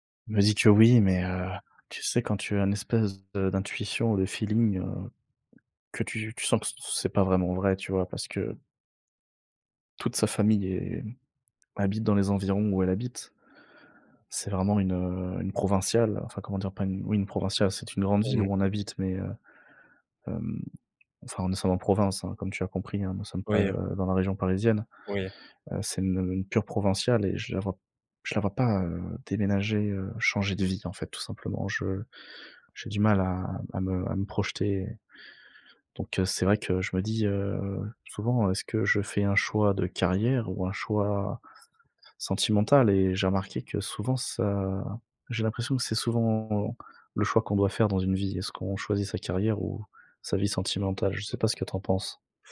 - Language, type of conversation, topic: French, advice, Ressentez-vous une pression sociale à vous marier avant un certain âge ?
- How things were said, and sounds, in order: none